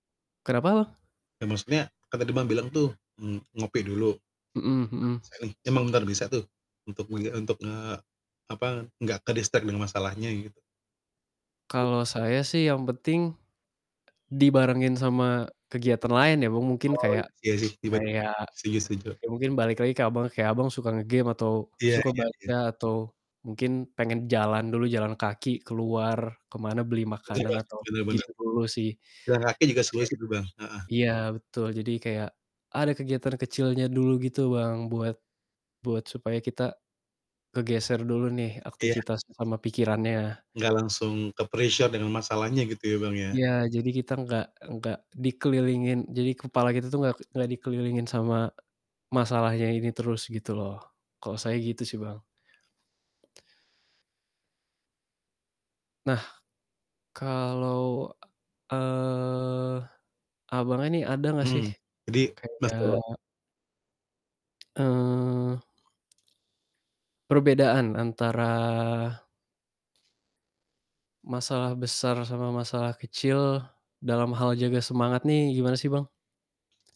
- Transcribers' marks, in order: static; other background noise; distorted speech; in English: "ke-distract"; unintelligible speech; in English: "ke-pressure"; drawn out: "eee"; tapping; drawn out: "antara"
- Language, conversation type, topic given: Indonesian, unstructured, Bagaimana kamu menjaga semangat saat menghadapi masalah kecil?